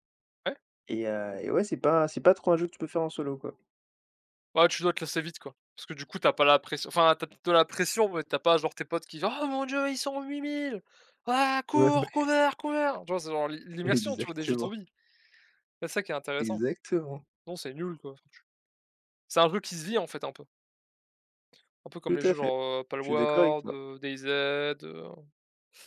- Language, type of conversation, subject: French, unstructured, Qu’est-ce qui te frustre le plus dans les jeux vidéo aujourd’hui ?
- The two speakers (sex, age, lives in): male, 20-24, France; male, 20-24, France
- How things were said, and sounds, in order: tapping; put-on voice: "Ah mon Dieu, ils sont huit mille, ah ! Cours, cover, cover"; laughing while speaking: "Ouais, ouais"; in English: "cover, cover"